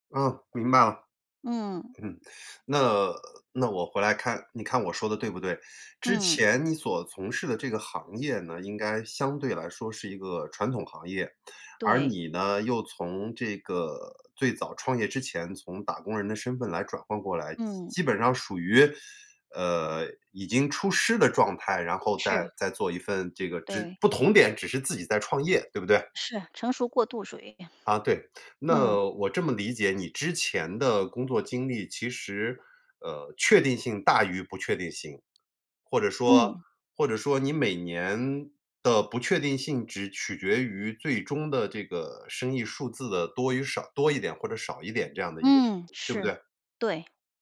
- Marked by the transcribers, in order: chuckle; tapping; other background noise; other noise
- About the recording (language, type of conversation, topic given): Chinese, advice, 在不确定的情况下，如何保持实现目标的动力？